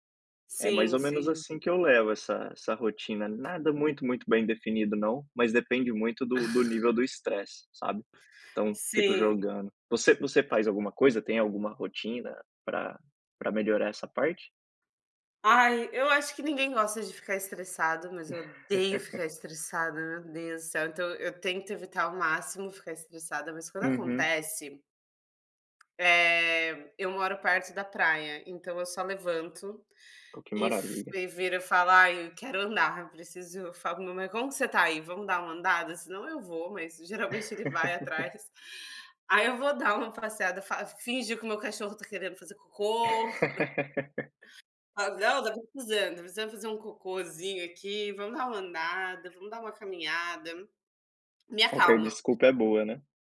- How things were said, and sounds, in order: tapping; laugh; laugh; laugh; other background noise; chuckle
- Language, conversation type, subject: Portuguese, unstructured, Como você lida com o estresse no dia a dia?
- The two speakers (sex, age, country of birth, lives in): female, 30-34, Brazil, Portugal; male, 30-34, Brazil, Spain